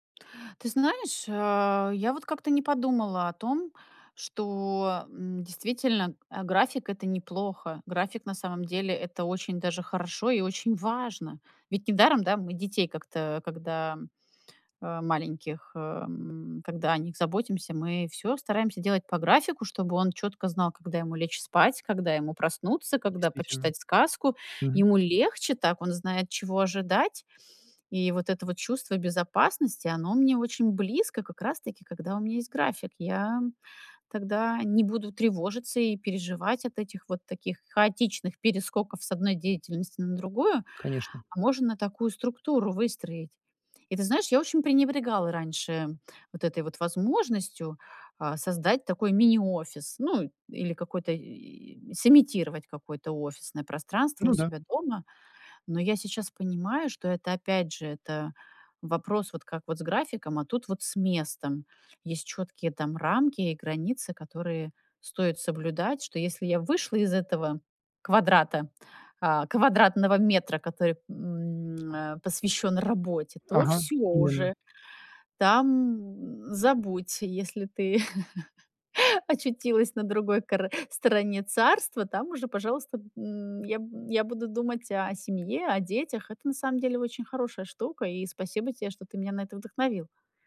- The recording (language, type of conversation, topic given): Russian, advice, Почему я так устаю, что не могу наслаждаться фильмами или музыкой?
- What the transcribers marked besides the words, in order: chuckle